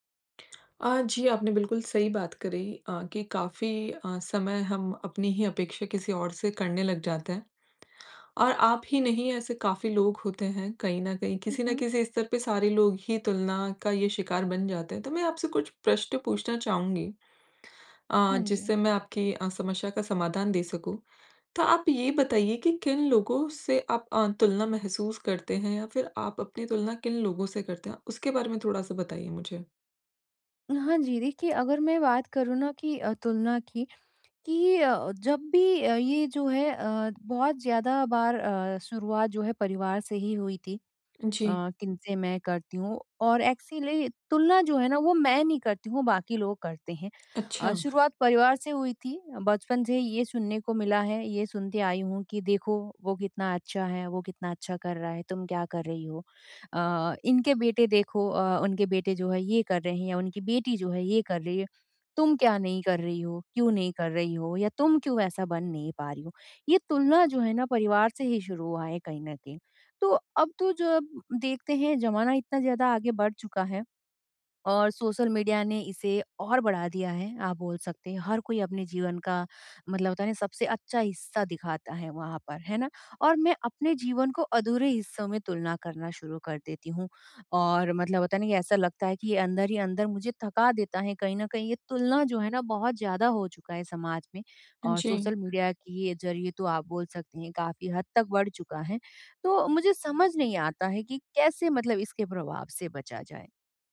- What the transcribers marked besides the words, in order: lip smack; in English: "एक्चुअली"; other background noise
- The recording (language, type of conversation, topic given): Hindi, advice, लोगों की अपेक्षाओं के चलते मैं अपनी तुलना करना कैसे बंद करूँ?